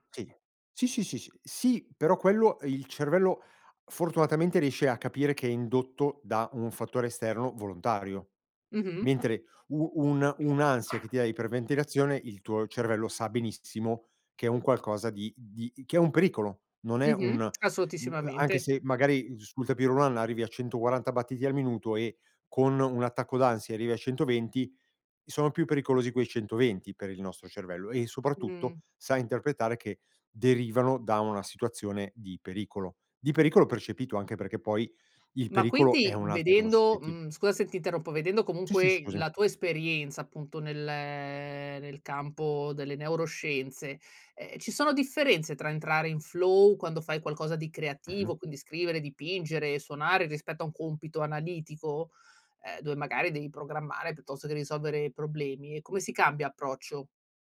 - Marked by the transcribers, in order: other background noise; tapping; lip smack; in English: "flow"
- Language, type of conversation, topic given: Italian, podcast, Come fai a entrare in uno stato di piena concentrazione, quel momento magico?